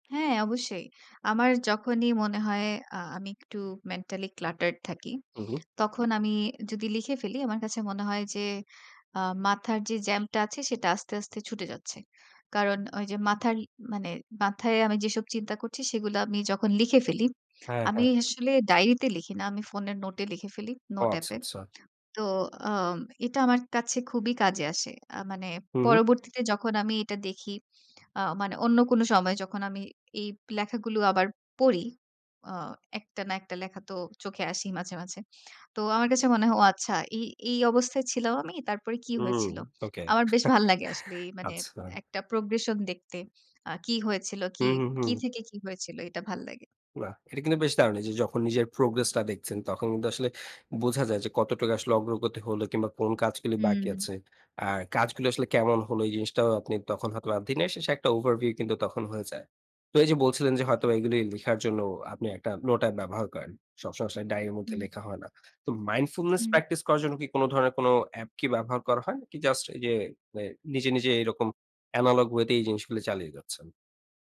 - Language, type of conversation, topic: Bengali, podcast, মাইন্ডফুলনেস জীবনে আনতে প্রথমে কী করা উচিত?
- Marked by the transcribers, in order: in English: "cluttered"; chuckle; in English: "progress"; in English: "over view"; in English: "mindfullness"; in English: "analouge way"